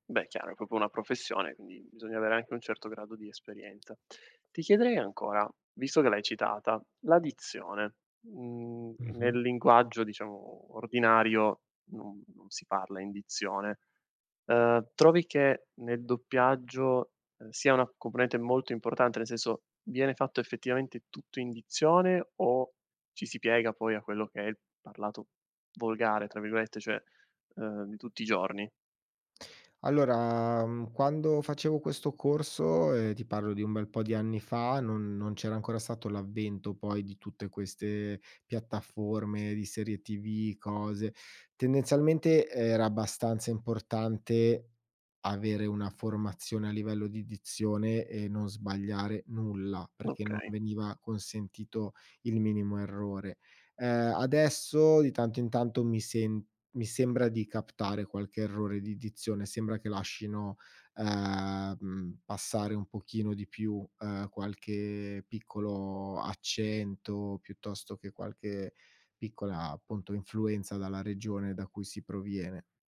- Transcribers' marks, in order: "proprio" said as "propo"; other background noise
- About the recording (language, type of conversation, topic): Italian, podcast, Che ruolo ha il doppiaggio nei tuoi film preferiti?